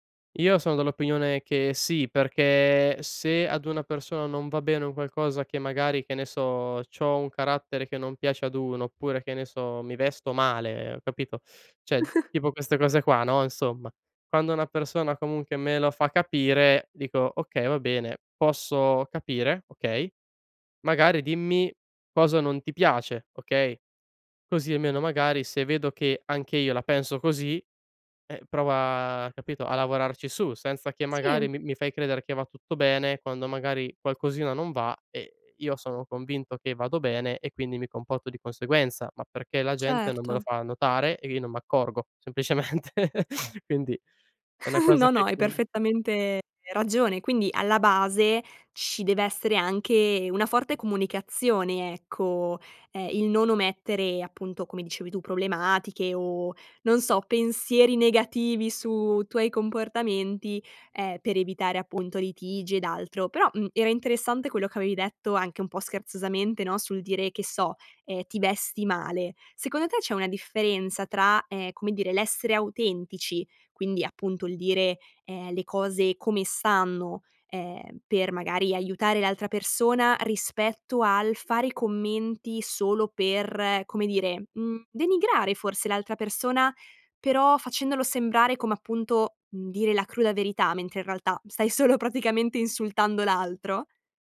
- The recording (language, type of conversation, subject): Italian, podcast, Cosa significa per te essere autentico, concretamente?
- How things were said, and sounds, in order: chuckle; "Cioè" said as "ciè"; laugh; giggle; unintelligible speech; laughing while speaking: "stai solo praticamente insultando l'altro?"